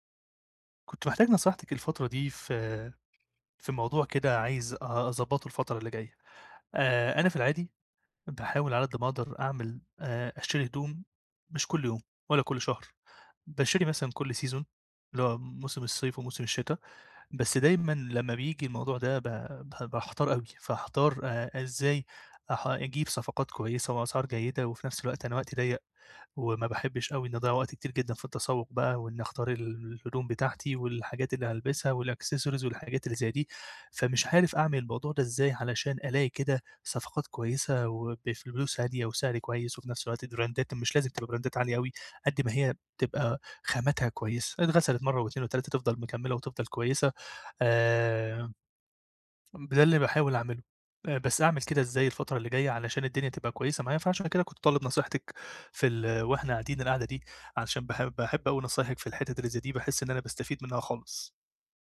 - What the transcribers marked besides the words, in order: in English: "سيزون"; in English: "والaccessories"; in English: "براندات"; tapping
- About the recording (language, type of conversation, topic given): Arabic, advice, إزاي ألاقِي صفقات وأسعار حلوة وأنا بتسوّق للملابس والهدايا؟